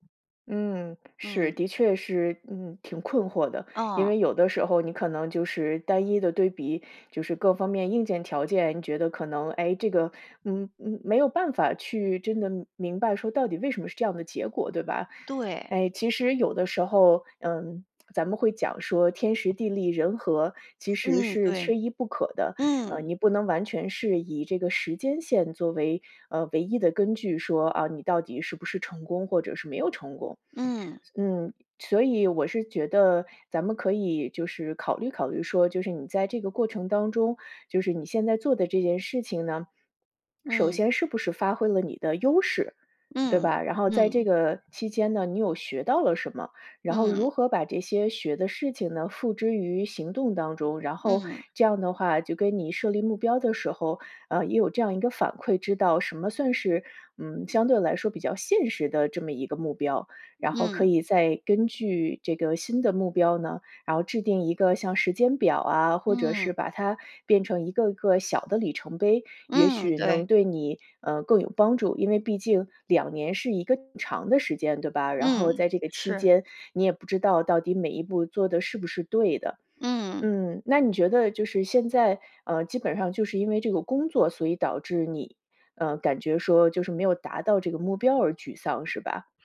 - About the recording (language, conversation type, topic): Chinese, advice, 我定的目标太高，觉得不现实又很沮丧，该怎么办？
- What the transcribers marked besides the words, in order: tsk; tapping; other background noise